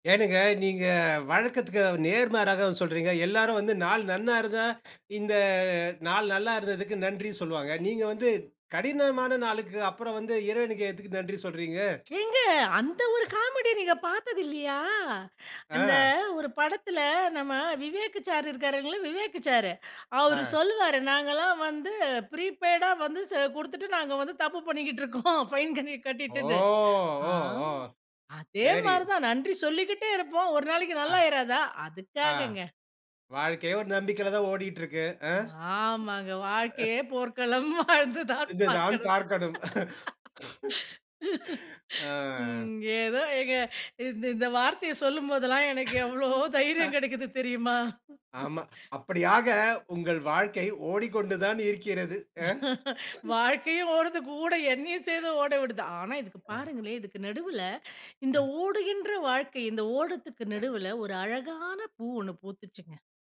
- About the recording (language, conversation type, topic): Tamil, podcast, ஒரு கடுமையான நாள் முடிந்த பிறகு நீங்கள் எப்படி ஓய்வெடுக்கிறீர்கள்?
- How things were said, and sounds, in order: laughing while speaking: "ஏங்க அந்த ஒரு காமெடி நீங்க … நல்லா ஆயிறாதா. அதுக்காகங்க"; other noise; in English: "ப்ரீபெய்டா"; tapping; drawn out: "ஓ! ஓ! ஓ!"; laughing while speaking: "வாழ்க்கையே போர்க்களம் வாழ்ந்துதான் பார்க்கணும். ம் … தைரியம் கிடைக்குது தெரியுமா?"; laugh; laugh; laugh; laughing while speaking: "வாழ்க்கையும் ஓடுது, கூட எண்ணையும் சேர்ந்து … பூ ஒண்ணு பூத்துச்சுங்க"; chuckle